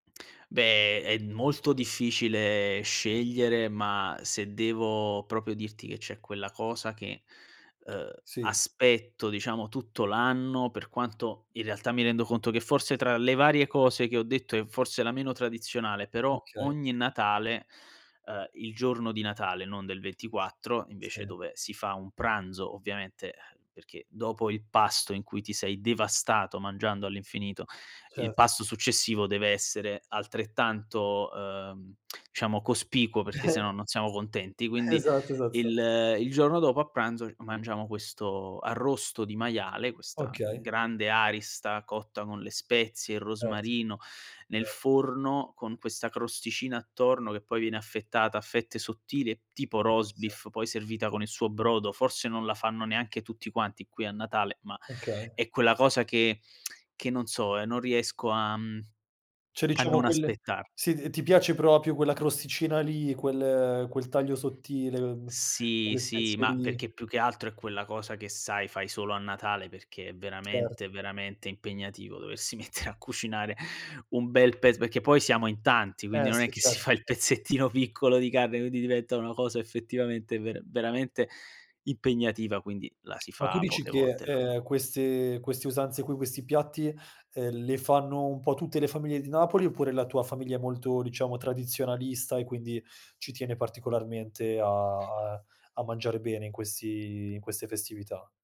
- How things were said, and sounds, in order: "proprio" said as "propio"; "diciamo" said as "ciamo"; chuckle; laughing while speaking: "Esatto"; unintelligible speech; lip smack; "Cioè" said as "ceh"; "proprio" said as "propio"; tapping; laughing while speaking: "mettere"; laughing while speaking: "si fa il pezzettino"
- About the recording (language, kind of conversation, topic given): Italian, podcast, Qual è il ruolo delle feste nel legame col cibo?